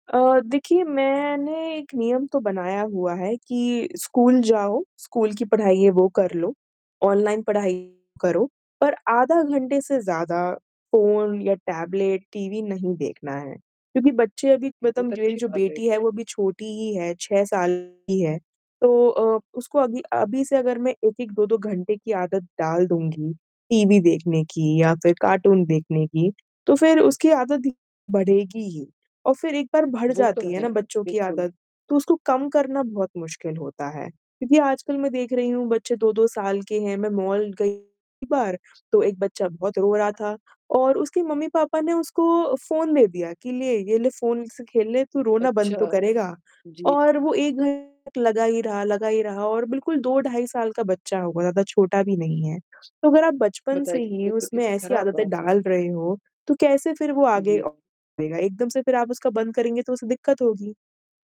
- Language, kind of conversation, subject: Hindi, podcast, बच्चों और स्क्रीन के इस्तेमाल को लेकर आपका तरीका क्या है?
- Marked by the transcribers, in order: other background noise; distorted speech; tapping; unintelligible speech; mechanical hum